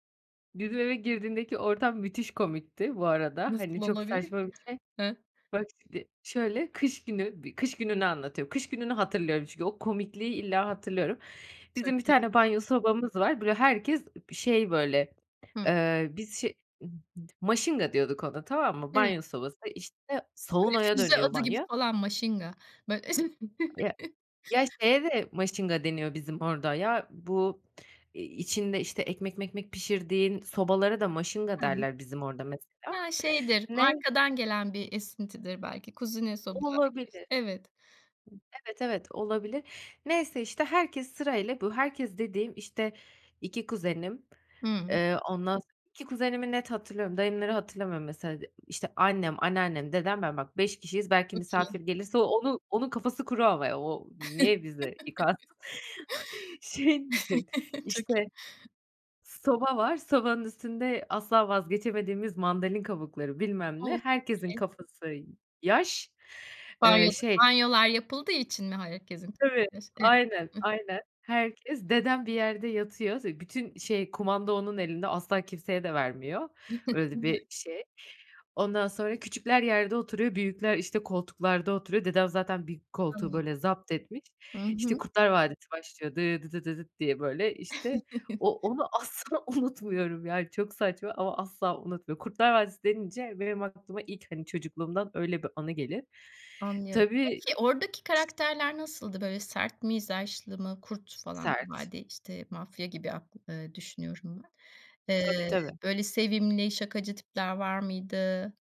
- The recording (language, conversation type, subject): Turkish, podcast, Diziler insan davranışını nasıl etkiler sence?
- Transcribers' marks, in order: other background noise; tapping; unintelligible speech; chuckle; unintelligible speech; chuckle; chuckle; "mandalina" said as "mandalin"; unintelligible speech; chuckle; singing: "dı dıdı dı dıt"; chuckle